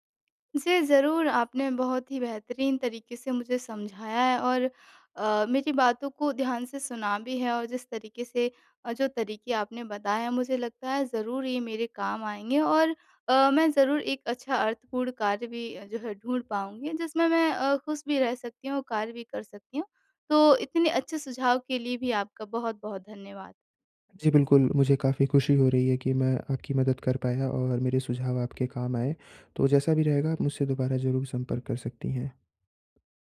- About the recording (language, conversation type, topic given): Hindi, advice, रोज़मर्रा की ज़िंदगी में अर्थ कैसे ढूँढूँ?
- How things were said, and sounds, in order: none